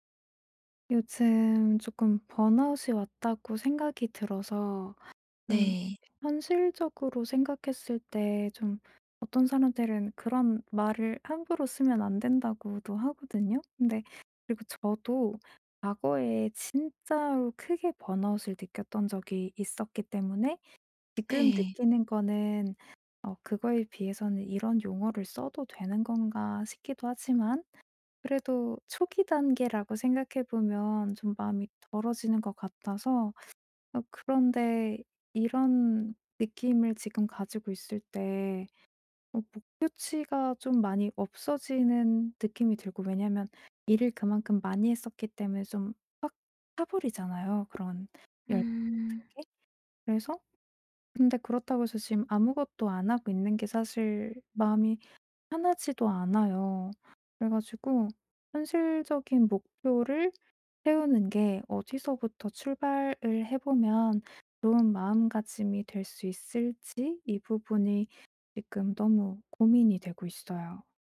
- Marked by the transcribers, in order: tapping
- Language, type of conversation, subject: Korean, advice, 번아웃을 겪는 지금, 현실적인 목표를 세우고 기대치를 조정하려면 어떻게 해야 하나요?